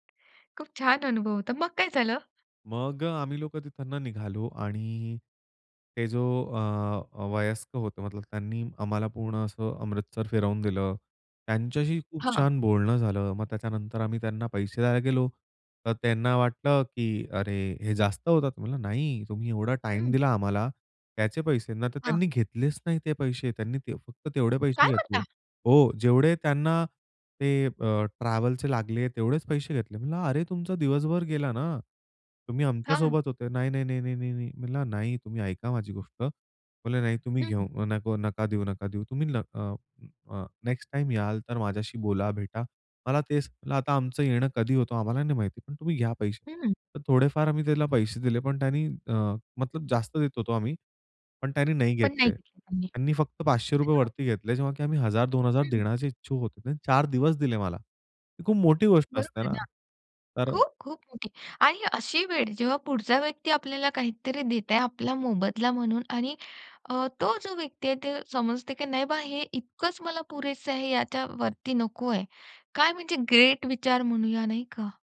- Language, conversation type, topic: Marathi, podcast, तुझ्या प्रदेशातील लोकांशी संवाद साधताना तुला कोणी काय शिकवलं?
- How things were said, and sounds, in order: in Hindi: "मतलब"; surprised: "तर त्यांनी घेतलेच नाही ते पैसे. त्यांनी ते फक्त तेवढे पैसे घेतले"; surprised: "काय म्हणता?"; in Hindi: "मतलब"; in English: "ग्रेट"